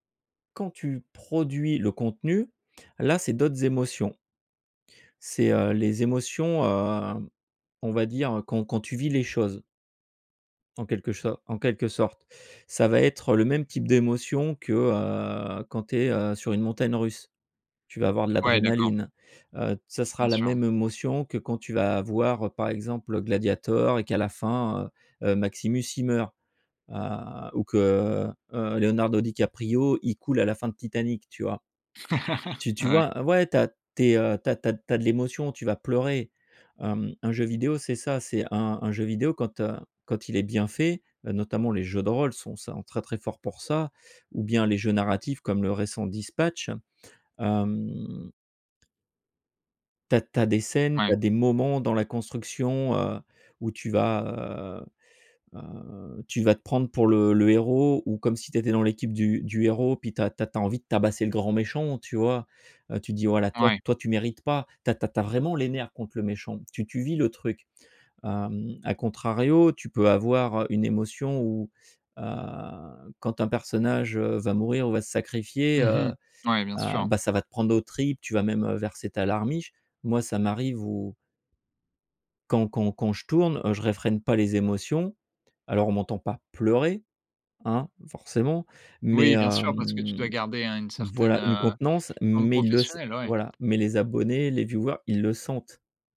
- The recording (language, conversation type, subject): French, podcast, Quel rôle jouent les émotions dans ton travail créatif ?
- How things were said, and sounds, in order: other background noise; laugh; stressed: "pleurer"; in English: "viewers"